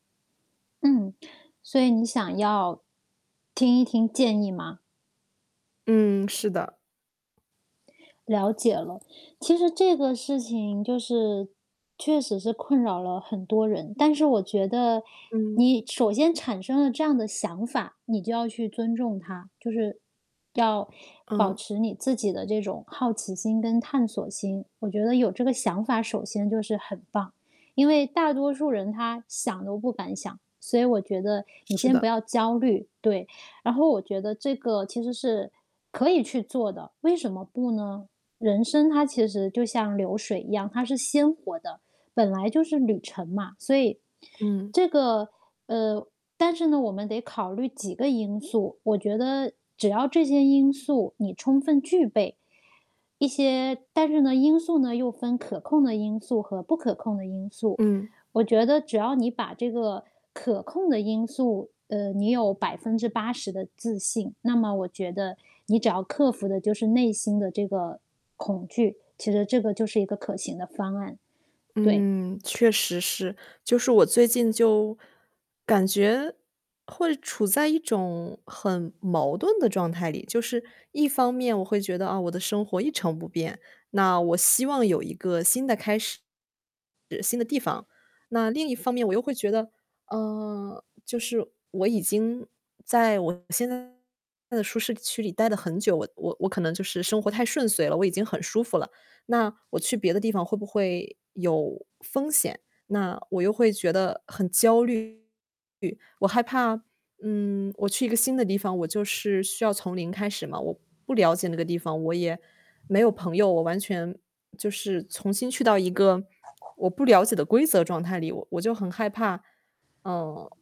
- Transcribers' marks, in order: static; other background noise; tapping; distorted speech
- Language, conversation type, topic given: Chinese, advice, 我想更换生活环境但害怕风险，该怎么办？